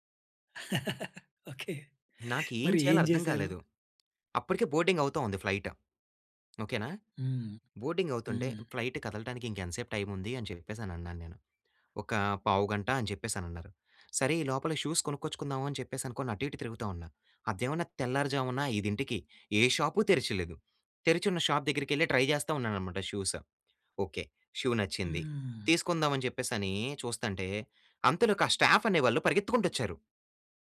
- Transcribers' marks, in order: chuckle; in English: "బోర్డింగ్"; in English: "ఫ్లయిట్"; tapping; in English: "బోర్డింగ్"; in English: "ఫ్లైట్"; in English: "టైమ్"; in English: "షూస్"; in English: "షాప్"; in English: "ట్రై"; in English: "షూస్"; in English: "షూ"; in English: "స్టాఫ్"
- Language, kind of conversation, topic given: Telugu, podcast, ఒకసారి మీ విమానం తప్పిపోయినప్పుడు మీరు ఆ పరిస్థితిని ఎలా ఎదుర్కొన్నారు?